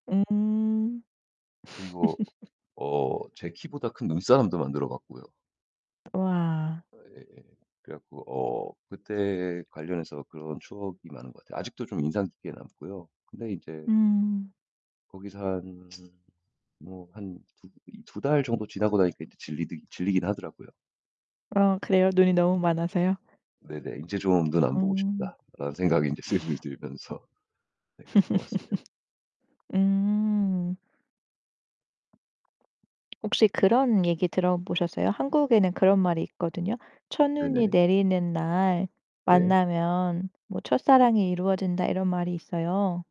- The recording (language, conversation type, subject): Korean, podcast, 첫눈을 맞았을 때 가장 기억에 남는 일은 무엇인가요?
- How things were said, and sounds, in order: distorted speech; laugh; other background noise; tapping; laugh; laugh